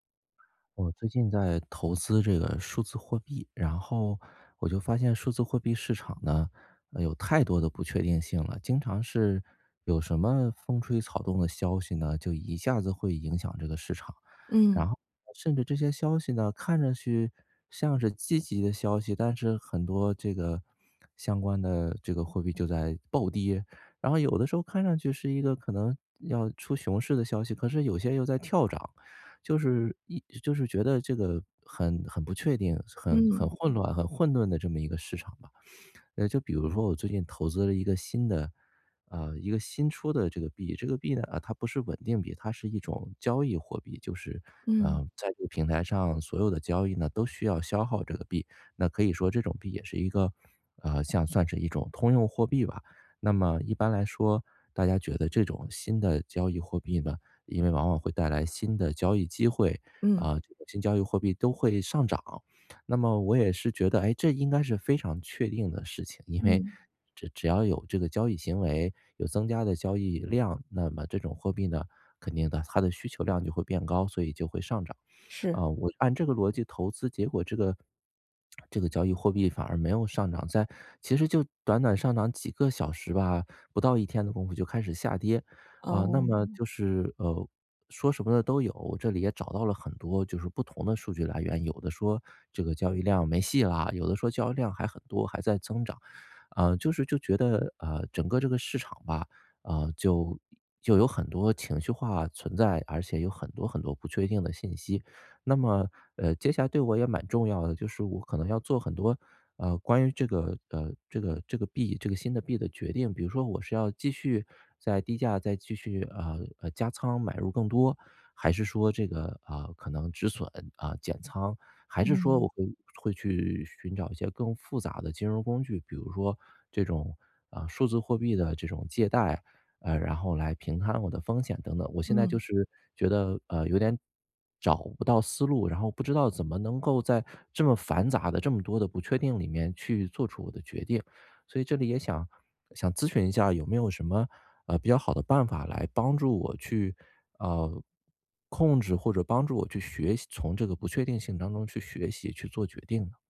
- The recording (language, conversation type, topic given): Chinese, advice, 我该如何在不确定的情况下做出决定？
- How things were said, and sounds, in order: other background noise